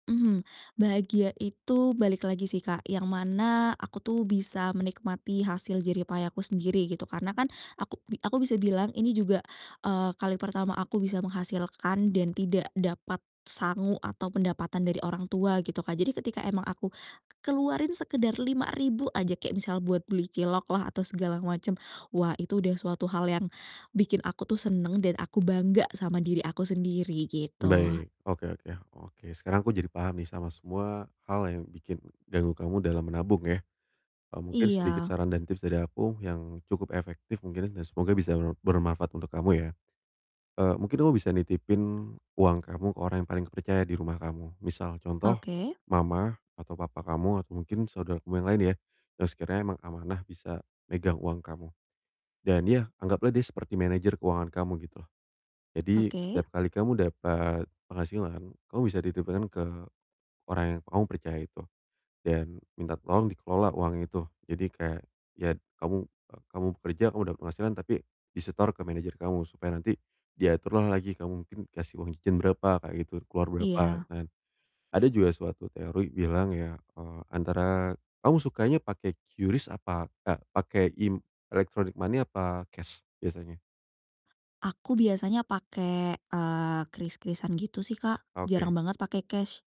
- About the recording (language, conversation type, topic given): Indonesian, advice, Bagaimana saya bisa menabung tanpa harus mengorbankan kebahagiaan sehari-hari?
- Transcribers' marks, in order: distorted speech; "ya" said as "yat"; in English: "electronic money"